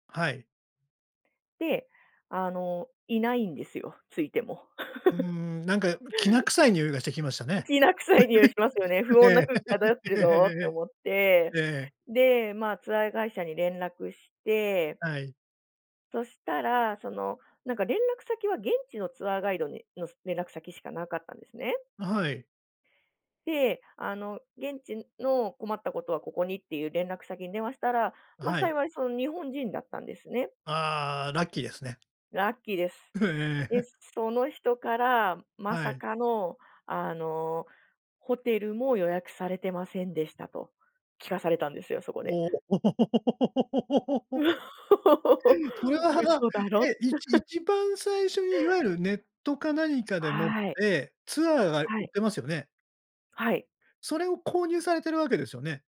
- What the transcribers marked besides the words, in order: laugh; chuckle; laugh; chuckle; laugh; chuckle
- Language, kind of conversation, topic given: Japanese, podcast, ホテルの予約が消えていたとき、どう対応しましたか？
- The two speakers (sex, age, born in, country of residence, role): female, 35-39, Japan, Japan, guest; male, 60-64, Japan, Japan, host